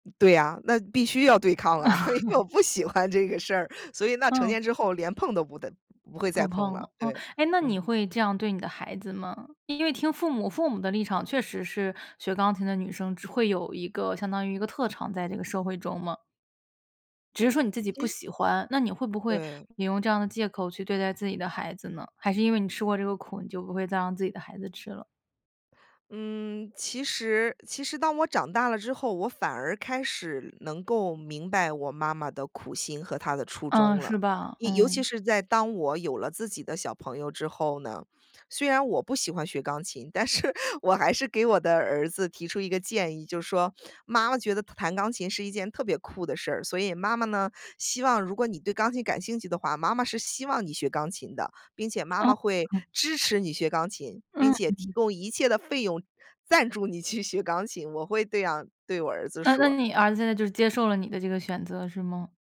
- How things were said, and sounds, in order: other background noise; chuckle; laughing while speaking: "因为我不喜欢这个事儿"; tapping; laughing while speaking: "但是"; sniff; laughing while speaking: "你去"
- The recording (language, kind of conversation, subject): Chinese, podcast, 家人反对你的选择时，你会怎么处理？